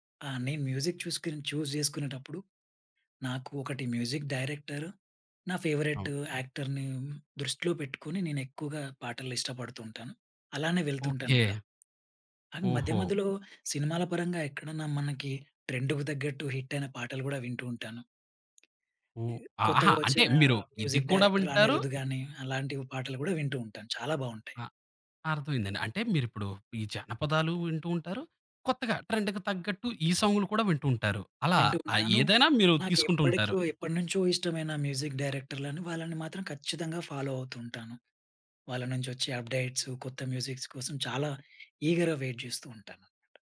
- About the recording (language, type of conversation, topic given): Telugu, podcast, షేర్ చేసిన ప్లేలిస్ట్‌లో కొత్త పాటలను మీరు ఎలా పరిచయం చేస్తారు?
- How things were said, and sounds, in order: in English: "మ్యూజిక్"; in English: "చూజ్"; in English: "మ్యూజిక్ డైరెక్టర్"; in English: "ఫేవరట్ యాక్టర్‌ని"; in English: "ట్రెండ్‌కు"; tapping; in English: "మ్యూజిక్ డైరెక్టర్"; in English: "ట్రెండ్‌కి"; in English: "మ్యూజిక్"; in English: "ఫాలో"; in English: "అప్‌డేట్స్"; in English: "మ్యూజిక్స్"; in English: "ఈగర్‌గా వెయిట్"